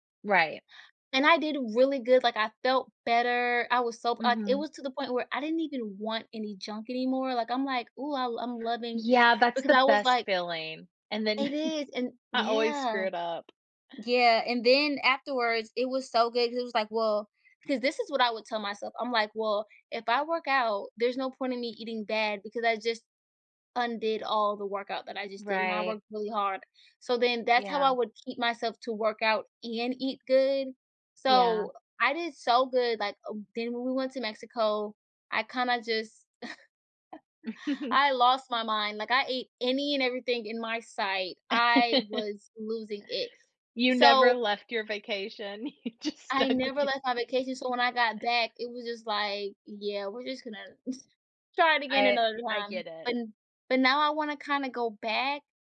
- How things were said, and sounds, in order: chuckle; chuckle; laugh; laughing while speaking: "you just stuck with"; other background noise; unintelligible speech; chuckle; chuckle
- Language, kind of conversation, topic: English, unstructured, What motivates you to keep improving yourself over time?
- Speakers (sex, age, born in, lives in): female, 25-29, United States, United States; female, 30-34, United States, United States